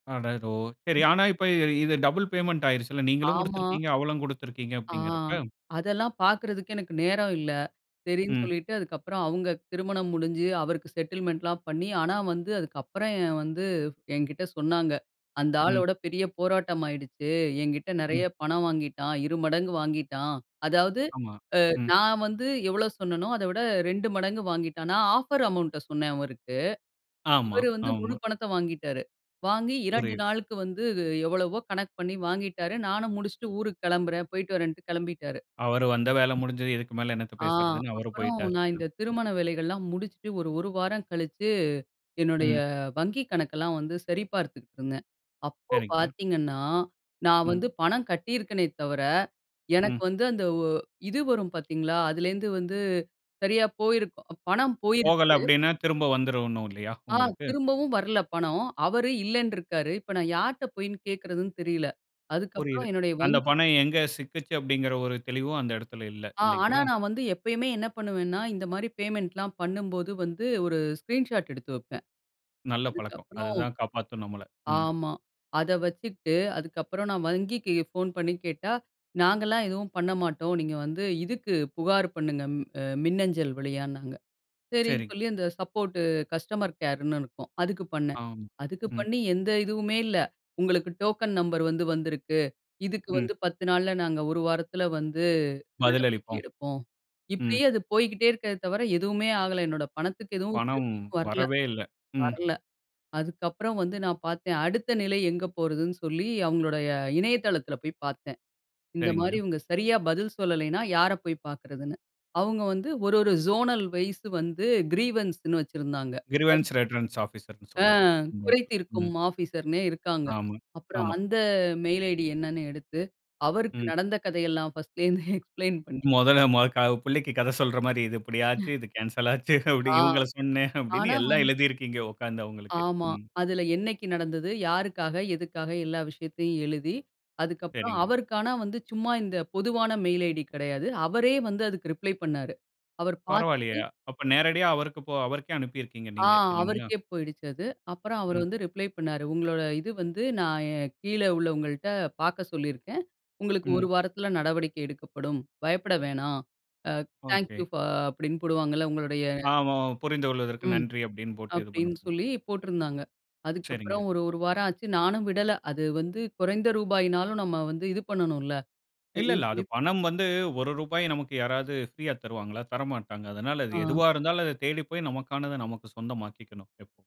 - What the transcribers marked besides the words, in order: other noise; in English: "பேமெண்ட்"; in English: "செட்டில்மென்ட்லாம்"; in English: "ஆஃபர் அமௌண்ட்"; unintelligible speech; in English: "பேமெண்ட்லாம்"; in English: "ஸ்க்ரீன் ஷாட்"; in English: "சப்போர்ட் கஸ்டமர் கேர்ன்னு"; in English: "ஜோனல் வைஸ்"; in English: "கிரீவன்ஸ்ன்னு"; in English: "கிரிவன்ஸ் ரெட்ரன்ஸ் ஆபிசர்ன்னு"; unintelligible speech; unintelligible speech; laughing while speaking: "பர்ஸ்ட்ல இருந்து எக்ஸ்ப்ளெயின் பண்ணி"; unintelligible speech; unintelligible speech; in English: "ரிப்ளை"; in English: "ரிப்ளை"
- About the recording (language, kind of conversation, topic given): Tamil, podcast, ஹோட்டல் முன்பதிவுக்காக கட்டிய பணம் வங்கியில் இருந்து கழிந்தும் முன்பதிவு உறுதியாகாமல் போய்விட்டதா? அதை நீங்கள் எப்படி சமாளித்தீர்கள்?